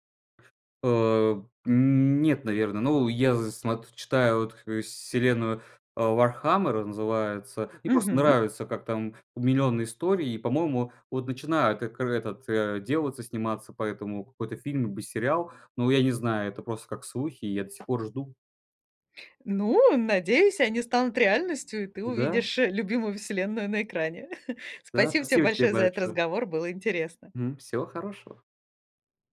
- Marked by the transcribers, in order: tapping; chuckle
- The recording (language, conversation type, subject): Russian, podcast, Как адаптировать книгу в хороший фильм без потери сути?